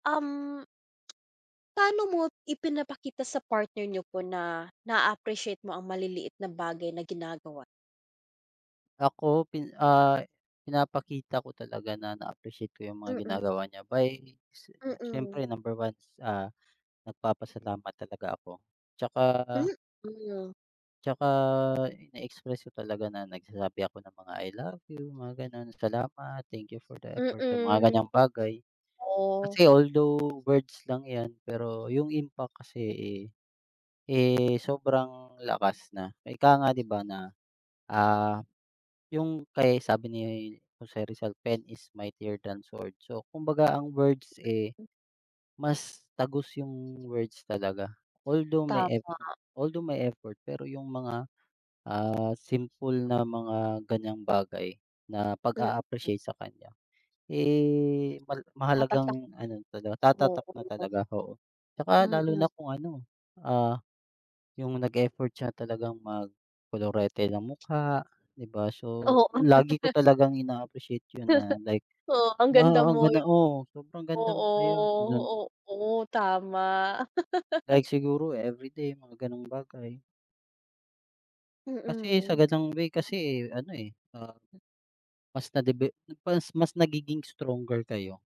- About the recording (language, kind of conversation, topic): Filipino, unstructured, Ano ang simpleng bagay na nagpapasaya sa’yo sa isang relasyon?
- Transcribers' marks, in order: other background noise; in English: "thank you for the effort"; tapping; in English: "Pen is mightier than sword"; laugh; laugh